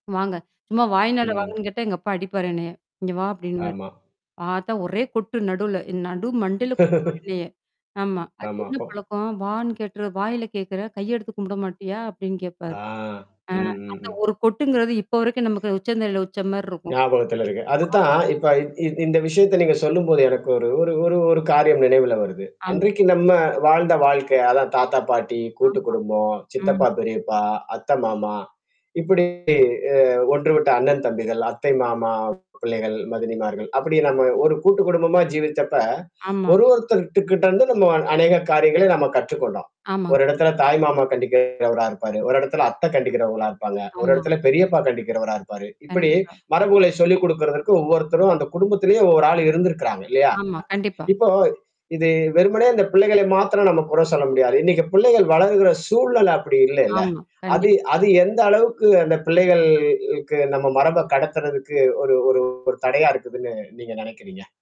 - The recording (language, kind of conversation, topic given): Tamil, podcast, குடும்ப மரபை அடுத்த தலைமுறைக்கு நீங்கள் எப்படி கொண்டு செல்லப் போகிறீர்கள்?
- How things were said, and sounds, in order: static; tapping; mechanical hum; laugh; distorted speech; other background noise; unintelligible speech